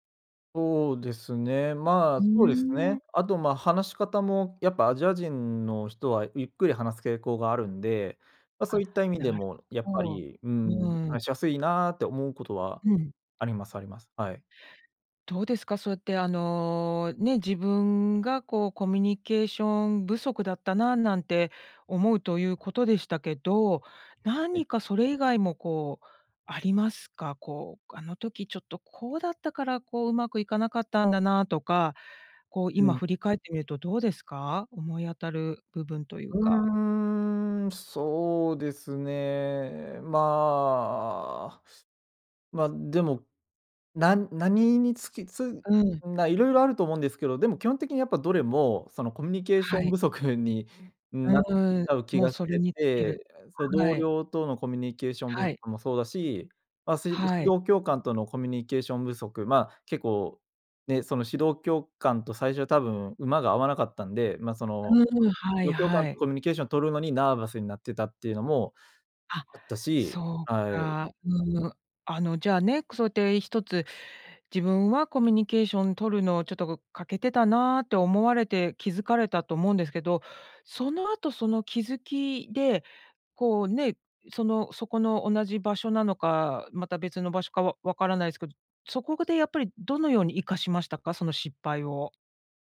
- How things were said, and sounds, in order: drawn out: "うーん"; "そこで" said as "そこがで"
- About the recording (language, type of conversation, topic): Japanese, podcast, 失敗からどのようなことを学びましたか？